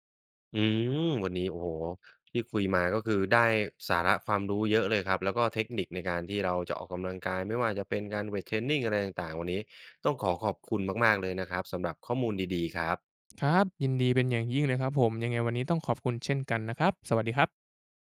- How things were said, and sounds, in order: drawn out: "อืม"; tapping; other background noise
- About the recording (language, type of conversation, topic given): Thai, advice, ทำอย่างไรดีเมื่อฉันไม่มีแรงจูงใจที่จะออกกำลังกายอย่างต่อเนื่อง?